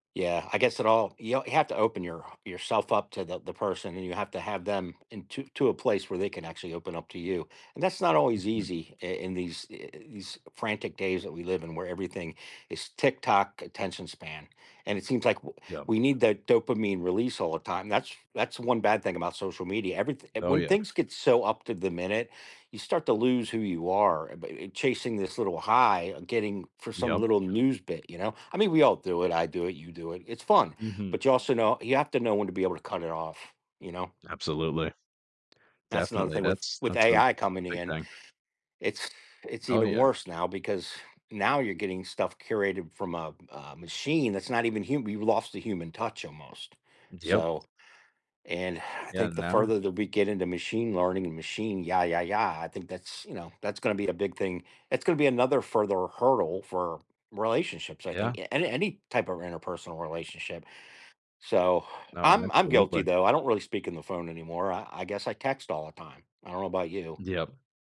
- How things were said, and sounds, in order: tapping; sigh; sigh; sigh
- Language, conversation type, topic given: English, unstructured, What helps couples stay close and connected over time?
- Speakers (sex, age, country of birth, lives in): male, 20-24, United States, United States; male, 55-59, United States, United States